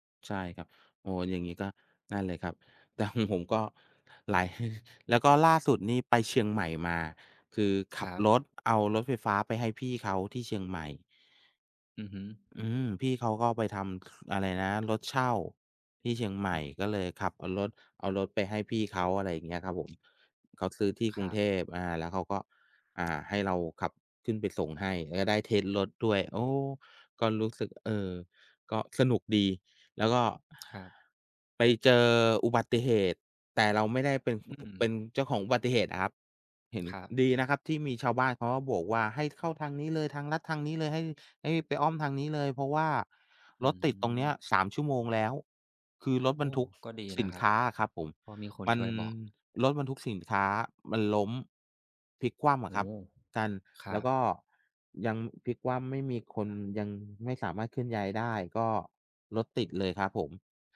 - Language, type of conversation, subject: Thai, unstructured, คุณเคยเจอสถานการณ์ลำบากระหว่างเดินทางไหม?
- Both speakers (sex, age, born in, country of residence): male, 25-29, Thailand, Thailand; male, 45-49, Thailand, Thailand
- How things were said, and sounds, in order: laughing while speaking: "แต่"; chuckle; other noise; other background noise; tapping